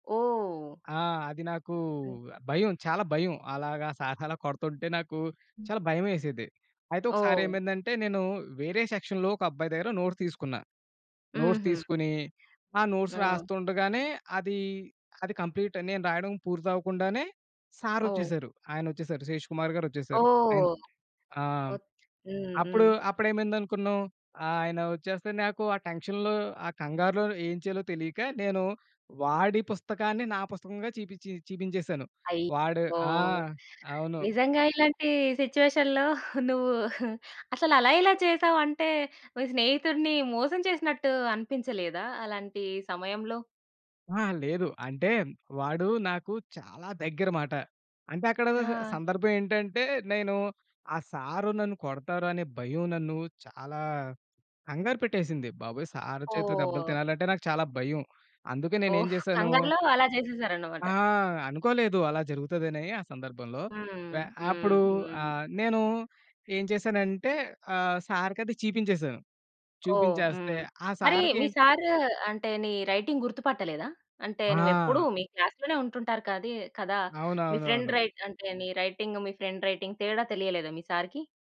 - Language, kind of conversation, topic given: Telugu, podcast, మన్నించడం నేర్చుకోవడం మీ జీవితంపై ఎలా ప్రభావం చూపింది?
- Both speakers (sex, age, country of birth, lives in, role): female, 25-29, India, India, host; male, 30-34, India, India, guest
- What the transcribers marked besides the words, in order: in English: "సార్స్"; in English: "సెక్షన్‌లో"; in English: "నోట్స్"; in English: "నోట్స్"; in English: "నోట్స్"; in English: "కంప్లీట్"; in English: "టెన్షన్‌లో"; other background noise; in English: "సిట్యుయేషన్‌లో"; chuckle; stressed: "చాలా"; in English: "రైటింగ్"; in English: "క్లాస్‌లోనే"; in English: "ఫ్రెండ్"; in English: "ఫ్రెండ్ రైటింగ్"